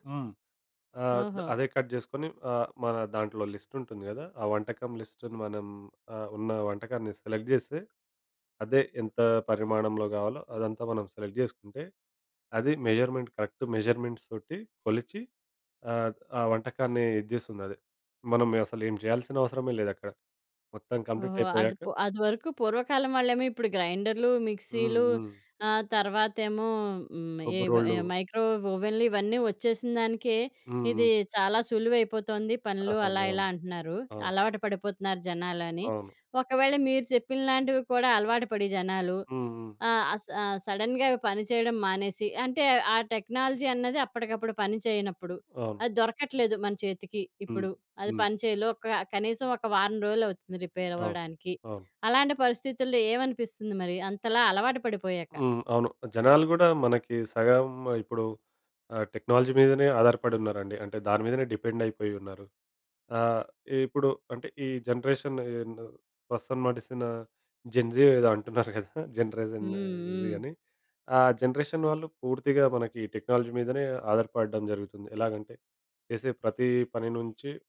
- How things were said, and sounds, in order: in English: "కట్"; in English: "సెలెక్ట్"; other background noise; in English: "సెలెక్ట్"; in English: "మెజర్‌మెంట్ కరెక్ట్ మెజర్‌మెంట్స్"; in English: "కంప్లీట్"; in English: "మైక్రో"; in English: "స సడెన్‌గా"; in English: "టెక్నాలజీ"; in English: "రిపేర్"; in English: "టెక్నాలజీ"; in English: "జనరేషన్"; laughing while speaking: "జన్‌జీ ఏదో అంటున్నారు గదా!"; in English: "జన్‌జీ"; in English: "జనరేషన్ ఈజీ"; in English: "జనరేషన్"; in English: "టెక్నాలజీ"
- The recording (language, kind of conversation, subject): Telugu, podcast, టెక్నాలజీ లేకపోయినప్పుడు మీరు దారి ఎలా కనుగొన్నారు?